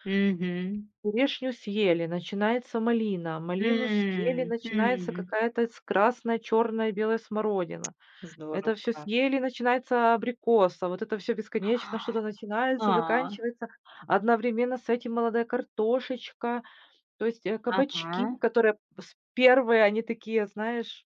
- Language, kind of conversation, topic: Russian, podcast, Как сезонность влияет на наш рацион и блюда?
- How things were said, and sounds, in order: tapping